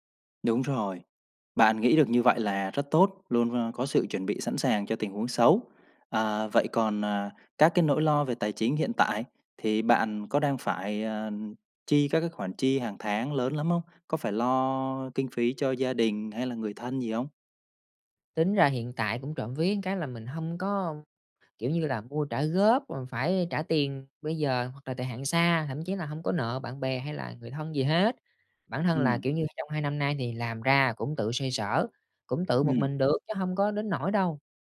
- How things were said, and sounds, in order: other background noise
- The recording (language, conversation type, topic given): Vietnamese, advice, Bạn đang chán nản điều gì ở công việc hiện tại, và bạn muốn một công việc “có ý nghĩa” theo cách nào?